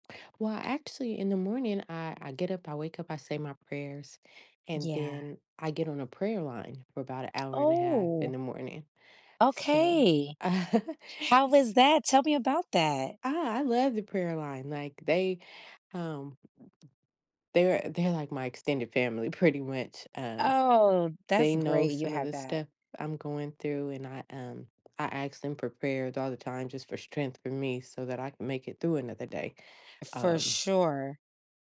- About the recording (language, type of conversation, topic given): English, advice, How can I reduce stress while balancing parenting, work, and my relationship?
- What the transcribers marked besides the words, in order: drawn out: "Oh"; chuckle; tapping; other background noise; drawn out: "Oh"; "asked" said as "aksed"